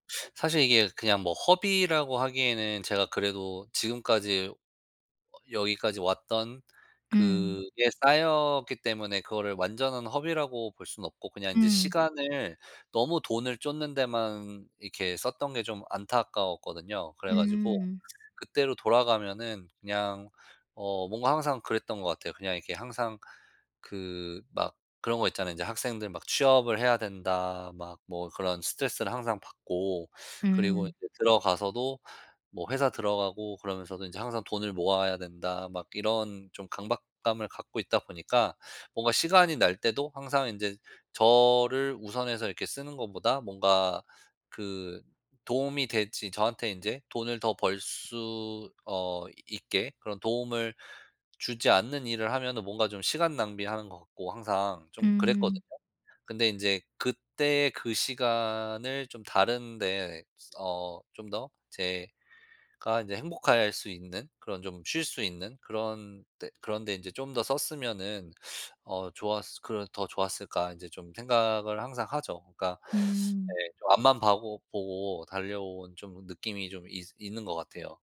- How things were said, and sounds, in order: other background noise; tapping
- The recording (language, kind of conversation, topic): Korean, podcast, 돈과 시간 중 무엇을 더 소중히 여겨?